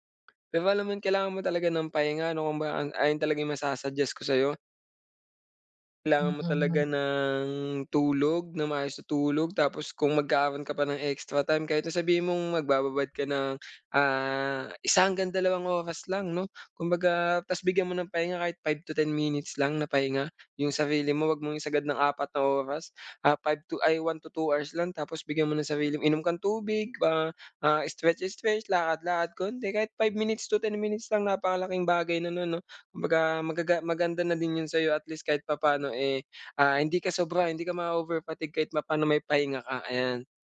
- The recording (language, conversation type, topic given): Filipino, advice, Paano ako makakapagpahinga at makapag-relaks sa bahay kapag sobrang stress?
- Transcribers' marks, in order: tapping; other background noise